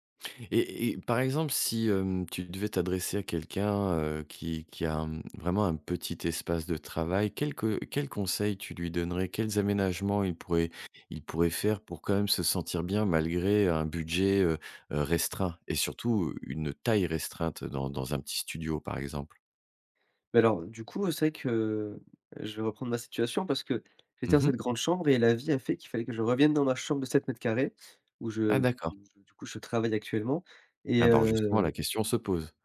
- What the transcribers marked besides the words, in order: tapping
- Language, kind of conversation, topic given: French, podcast, Comment aménages-tu ton espace de travail pour télétravailler au quotidien ?